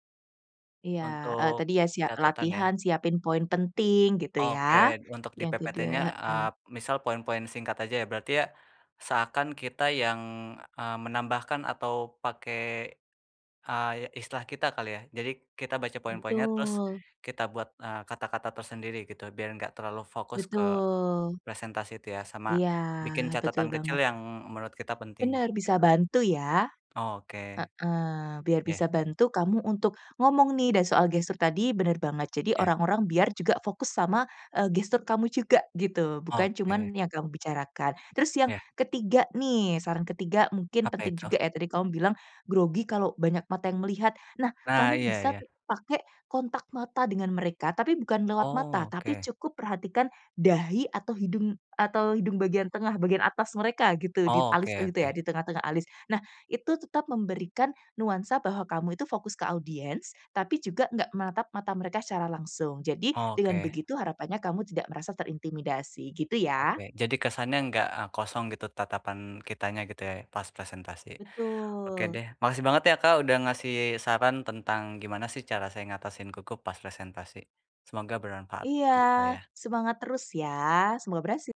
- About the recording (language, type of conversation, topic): Indonesian, advice, Bagaimana cara mengatasi rasa gugup saat presentasi di depan orang lain?
- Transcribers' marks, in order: tapping